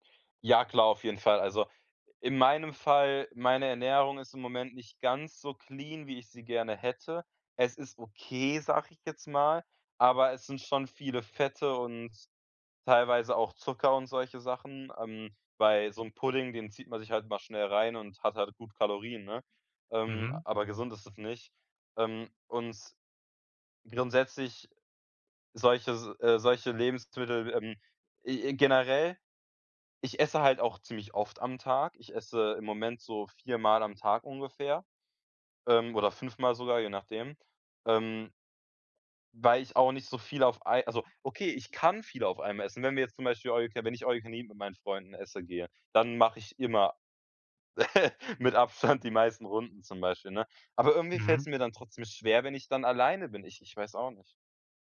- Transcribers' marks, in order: stressed: "kann"; chuckle; laughing while speaking: "Abstand"
- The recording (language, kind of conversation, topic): German, advice, Woran erkenne ich, ob ich wirklich Hunger habe oder nur Appetit?
- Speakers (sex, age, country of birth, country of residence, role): male, 18-19, Germany, Germany, user; male, 35-39, Germany, Sweden, advisor